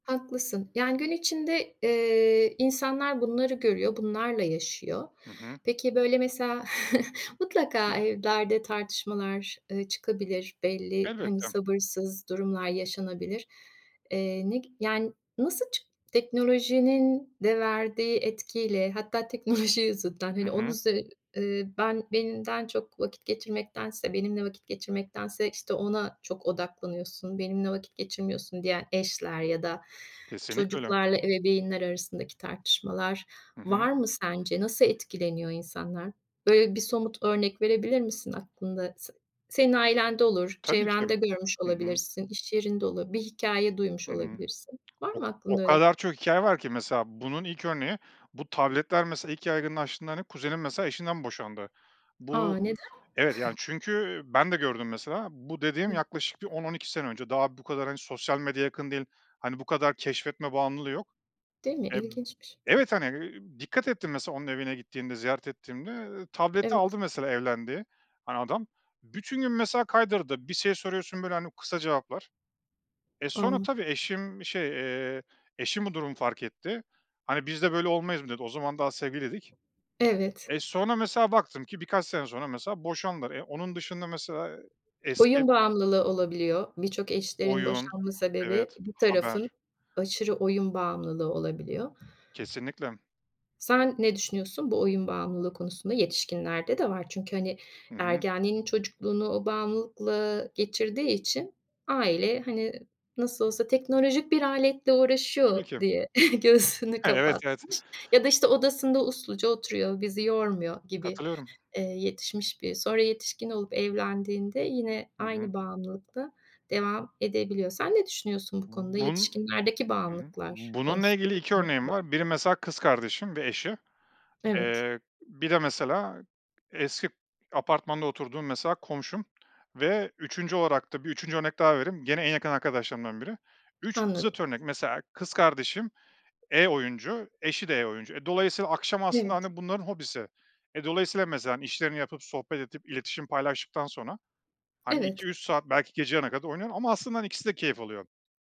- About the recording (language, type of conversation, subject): Turkish, podcast, Aile içinde teknoloji yüzünden çıkan tartışmaları nasıl değerlendiriyorsun?
- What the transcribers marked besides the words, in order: chuckle; other background noise; laughing while speaking: "teknoloji"; tapping; chuckle; unintelligible speech; unintelligible speech; other noise; chuckle; unintelligible speech